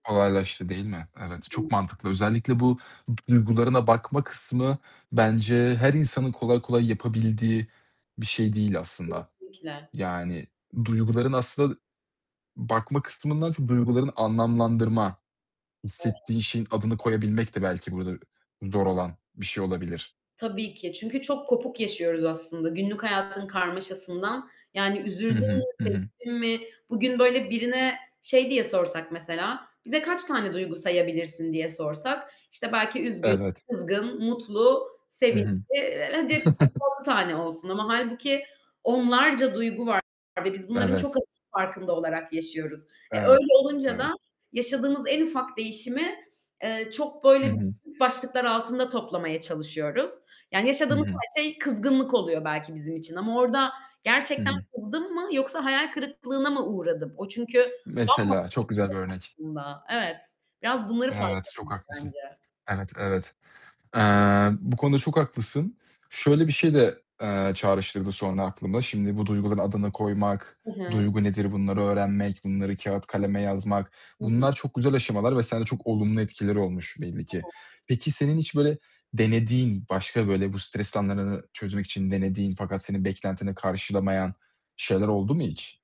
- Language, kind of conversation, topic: Turkish, podcast, Stresle başa çıkmak için hangi yöntemleri kullanıyorsun, örnek verebilir misin?
- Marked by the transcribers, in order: distorted speech; other background noise; static; unintelligible speech; tapping; chuckle; unintelligible speech; unintelligible speech